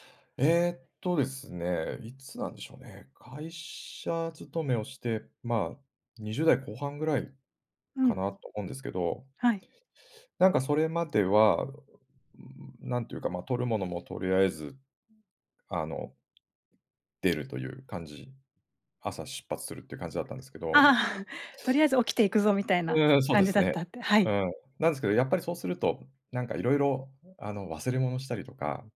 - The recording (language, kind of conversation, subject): Japanese, podcast, 朝の身だしなみルーティンでは、どんなことをしていますか？
- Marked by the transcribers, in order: laughing while speaking: "ああ"